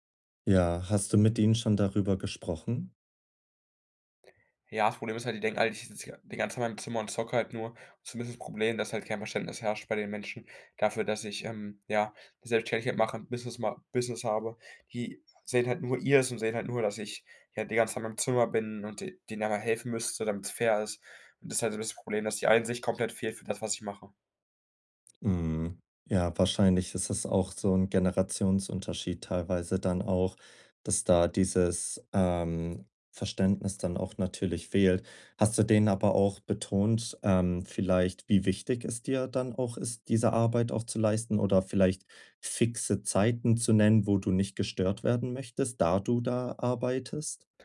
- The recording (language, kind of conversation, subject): German, advice, Wie kann ich Ablenkungen reduzieren, wenn ich mich lange auf eine Aufgabe konzentrieren muss?
- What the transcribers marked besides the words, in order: none